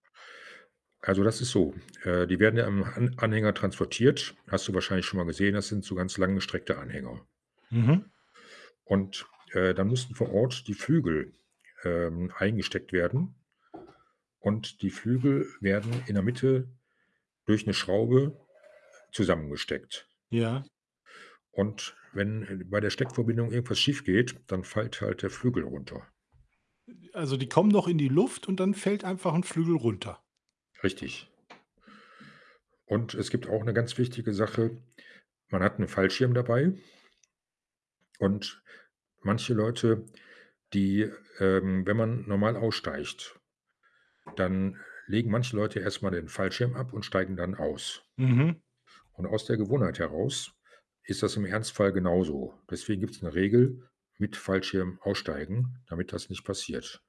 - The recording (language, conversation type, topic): German, podcast, Wie findest du Inspiration für neue Projekte?
- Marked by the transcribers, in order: tapping; other background noise; "fällt" said as "fallt"